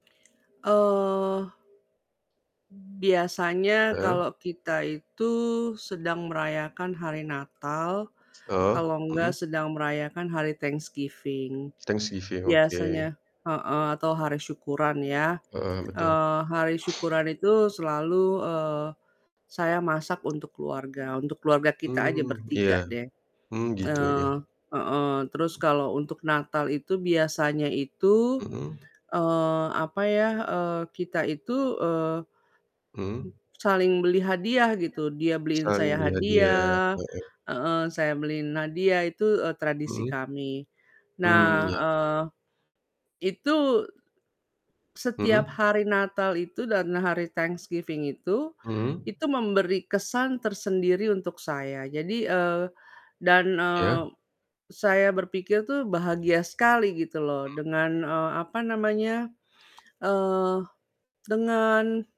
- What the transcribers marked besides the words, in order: mechanical hum; other background noise; tapping; background speech
- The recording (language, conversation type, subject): Indonesian, unstructured, Apa momen paling membahagiakan yang pernah kamu alami bersama keluarga?